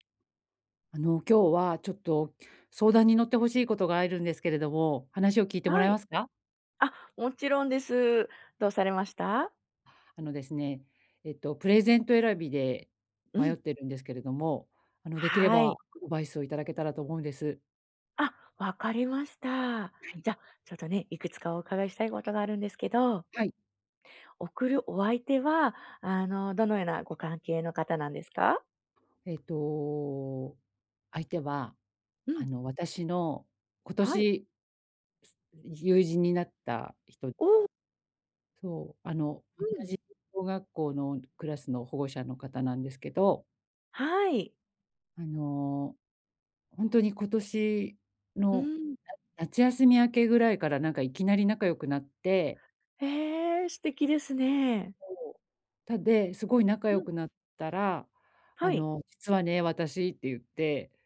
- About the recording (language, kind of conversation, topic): Japanese, advice, 予算内で喜ばれるギフトは、どう選べばよいですか？
- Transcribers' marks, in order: unintelligible speech; other background noise; other noise; unintelligible speech